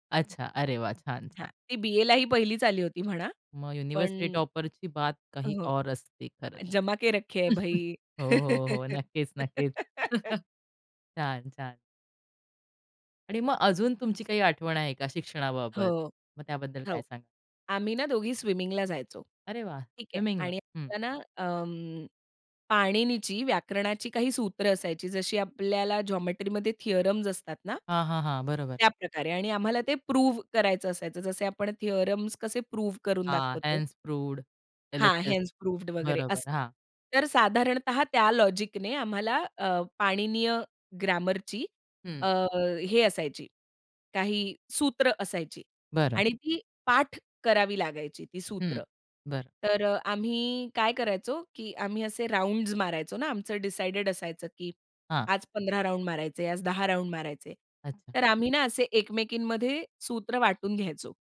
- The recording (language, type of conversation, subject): Marathi, podcast, शाळा किंवा महाविद्यालयातील कोणत्या आठवणीमुळे तुला शिकण्याची आवड निर्माण झाली?
- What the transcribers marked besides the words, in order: in Hindi: "जमा के रखे है भाई"; chuckle; laugh; chuckle; in English: "जॉमेट्री"; in English: "थियोरम्स"; in English: "थियोरम्स"; in English: "हेन्स प्रूव्हड एल-एच-एस"; in English: "हेन्स प्रूव्ड"; in English: "राउंड्स"; in English: "डिसायडेड"; in English: "राउंड"; in English: "राउंड"